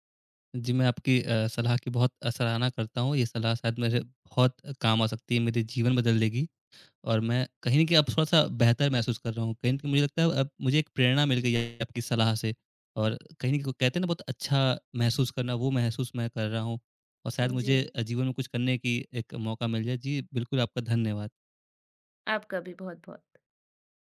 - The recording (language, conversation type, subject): Hindi, advice, रिश्ता टूटने के बाद मुझे जीवन का उद्देश्य समझ में क्यों नहीं आ रहा है?
- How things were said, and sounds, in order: other background noise